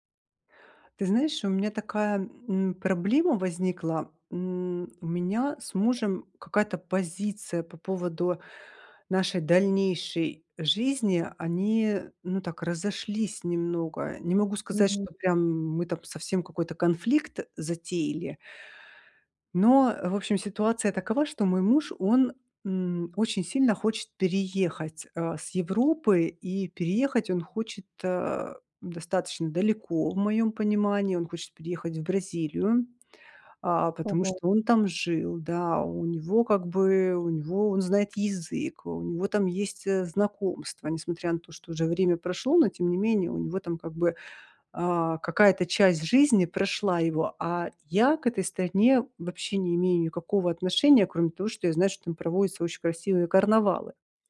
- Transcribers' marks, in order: other background noise; tapping
- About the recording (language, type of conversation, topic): Russian, advice, Как понять, совместимы ли мы с партнёром, если у нас разные жизненные приоритеты?
- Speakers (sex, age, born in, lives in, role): female, 30-34, Kazakhstan, Germany, advisor; female, 40-44, Russia, Italy, user